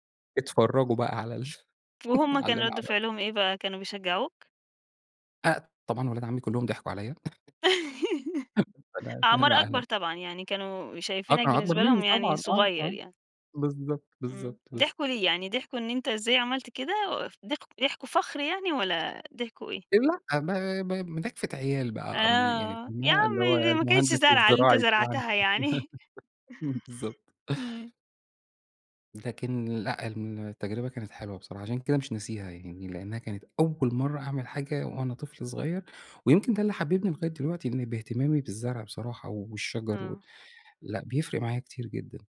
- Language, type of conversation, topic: Arabic, podcast, إيه اللي اتعلمته من رعاية نبتة؟
- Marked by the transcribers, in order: laugh; laugh; chuckle; unintelligible speech; tapping; unintelligible speech; laugh; laughing while speaking: "بالضبط"